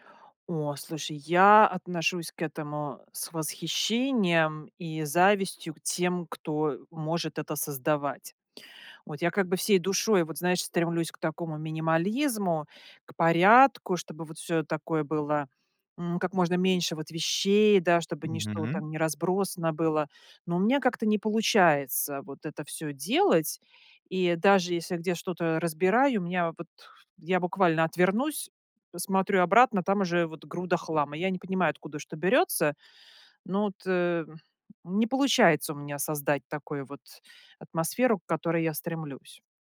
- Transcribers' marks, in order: none
- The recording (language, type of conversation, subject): Russian, advice, Как постоянные отвлечения мешают вам завершить запланированные дела?